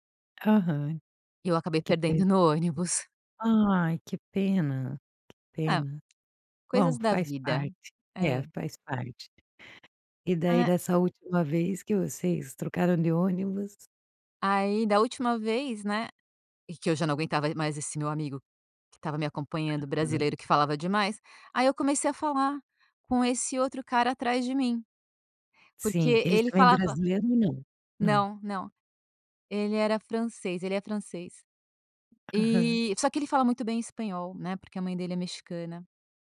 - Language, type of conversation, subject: Portuguese, podcast, Já fez alguma amizade que durou além da viagem?
- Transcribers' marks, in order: tapping